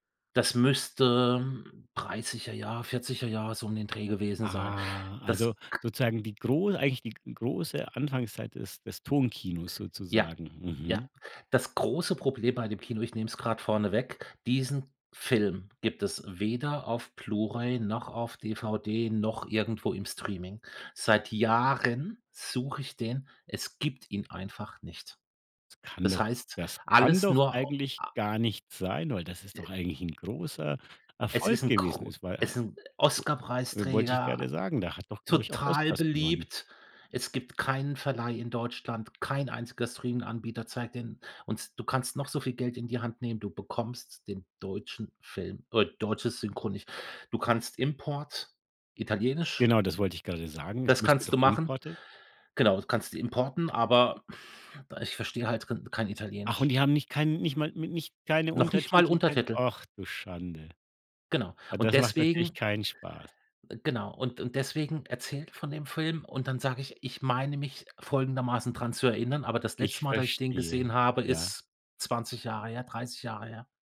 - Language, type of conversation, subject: German, podcast, Welcher Film hat dich richtig berührt?
- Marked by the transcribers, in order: other noise; "importieren" said as "importen"; blowing